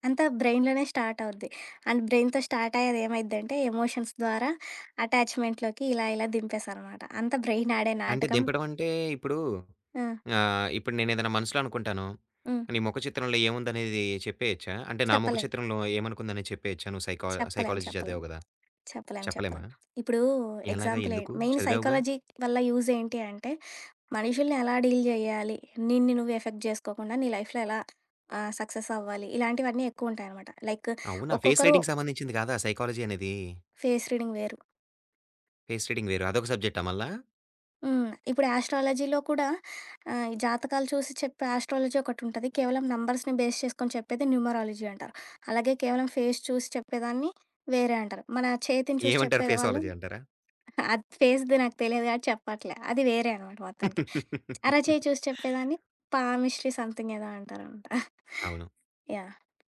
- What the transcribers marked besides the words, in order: in English: "బ్రెయిన్‌లోనే స్టార్ట్"; in English: "అండ్ బ్రెయిన్‌తో స్టార్ట్"; in English: "ఎమోషన్స్"; in English: "అటాచ్‌మెంట్‌లోకి"; in English: "బ్రెయిన్"; other background noise; in English: "సైకాలజీ"; tapping; in English: "ఎగ్జాంపులే మెయిన్ సైకాలజీ"; in English: "యూజ్"; in English: "డీల్"; in English: "ఎఫెక్ట్"; in English: "లైఫ్‌లో"; in English: "సక్సెస్"; in English: "లైక్"; in English: "ఫేస్ రైటింగ్‌కి"; in English: "సైకాలజీ"; in English: "ఫేస్ రీడింగ్"; in English: "ఫేస్ రీడింగ్"; in English: "ఆస్ట్రాలజీలో"; in English: "ఆస్ట్రాలజీ"; in English: "నంబర్స్‌ని బేస్"; in English: "న్యూమరాలజీ"; in English: "ఫేస్"; in English: "ఫేసాలజీ"; chuckle; in English: "ఫేస్‌ది"; giggle; in English: "పామిస్ట్రీ సమ్‌థింగ్"; chuckle
- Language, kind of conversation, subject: Telugu, podcast, సొంతంగా కొత్త విషయం నేర్చుకున్న అనుభవం గురించి చెప్పగలవా?